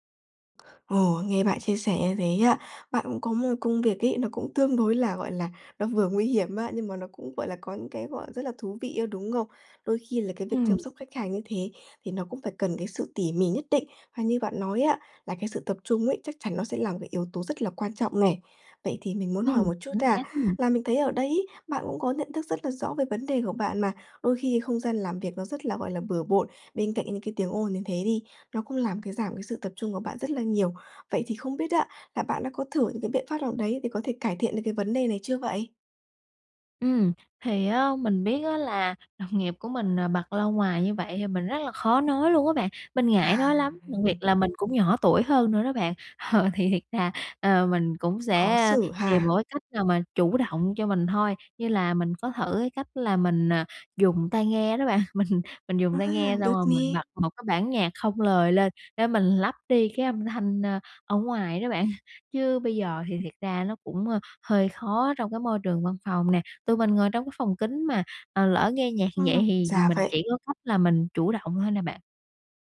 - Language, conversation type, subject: Vietnamese, advice, Làm thế nào để điều chỉnh không gian làm việc để bớt mất tập trung?
- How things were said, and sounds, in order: tapping; laughing while speaking: "đồng"; laughing while speaking: "À, ừ"; laughing while speaking: "Ờ"; laughing while speaking: "Mình"; laugh